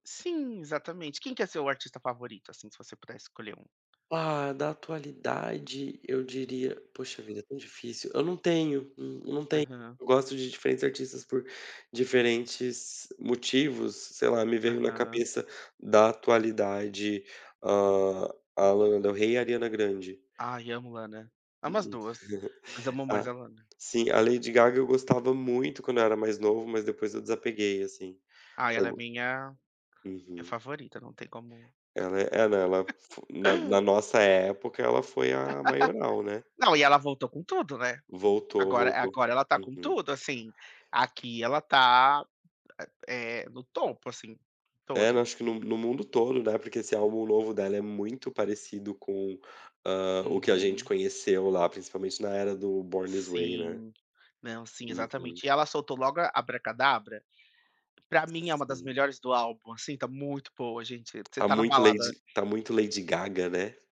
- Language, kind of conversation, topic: Portuguese, unstructured, Como a música afeta o seu humor no dia a dia?
- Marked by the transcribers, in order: chuckle; tapping; laugh